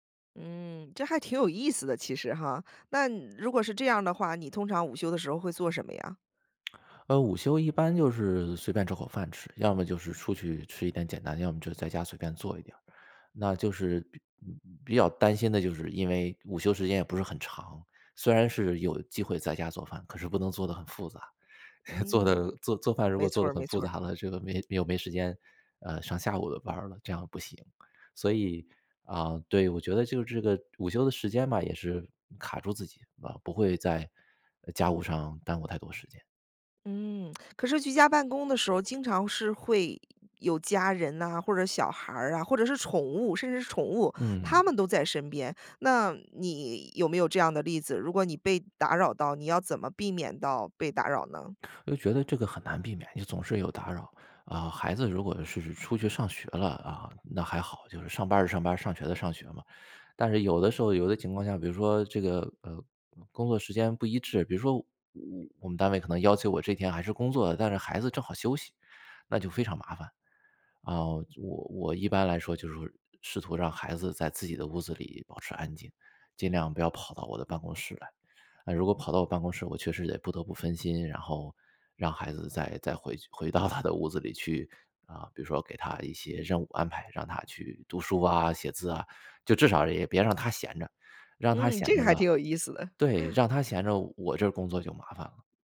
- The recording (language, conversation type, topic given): Chinese, podcast, 居家办公时，你如何划分工作和生活的界限？
- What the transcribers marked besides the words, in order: laughing while speaking: "做得 做 做饭如果做得很复杂了"; lip smack; inhale; laughing while speaking: "回到"; laughing while speaking: "嗯， 这个还挺有意思的"; lip smack